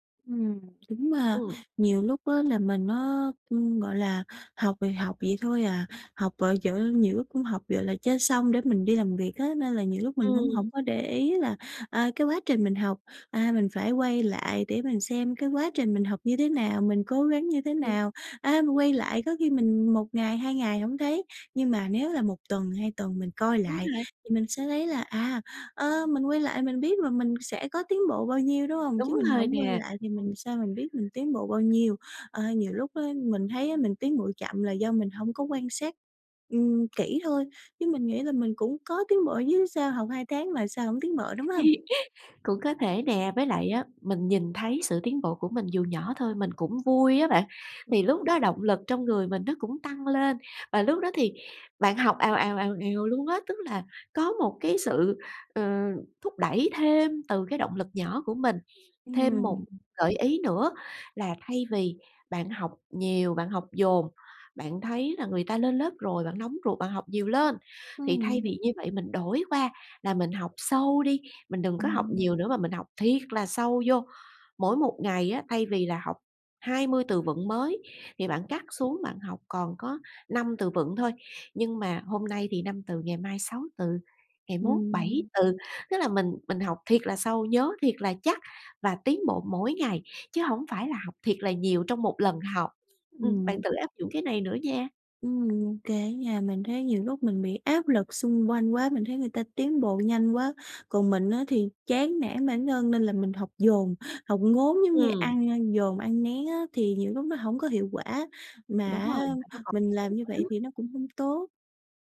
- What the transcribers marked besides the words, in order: tapping; other background noise; laugh; unintelligible speech; unintelligible speech
- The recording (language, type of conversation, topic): Vietnamese, advice, Tại sao tôi tiến bộ chậm dù nỗ lực đều đặn?